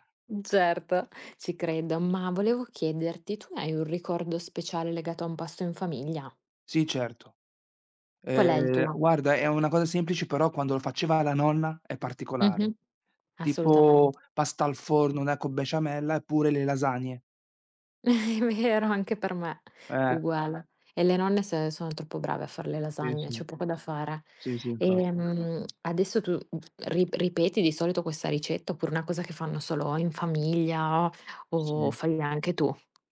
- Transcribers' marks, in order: chuckle
- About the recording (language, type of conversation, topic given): Italian, unstructured, Hai un ricordo speciale legato a un pasto in famiglia?